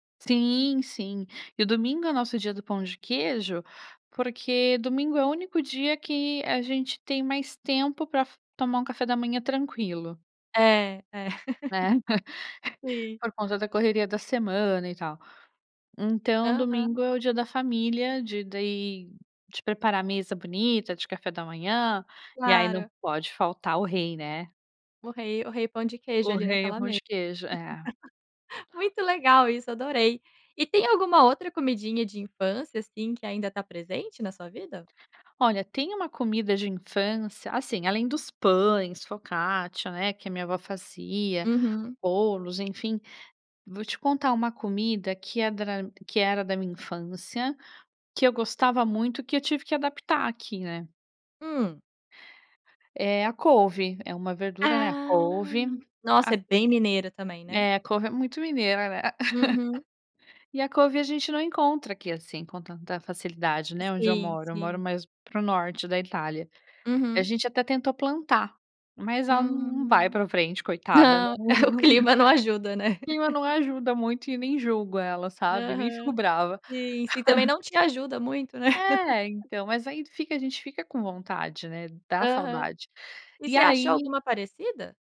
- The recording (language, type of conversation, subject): Portuguese, podcast, Que comidas da infância ainda fazem parte da sua vida?
- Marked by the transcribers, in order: laugh; chuckle; laugh; chuckle; laugh; chuckle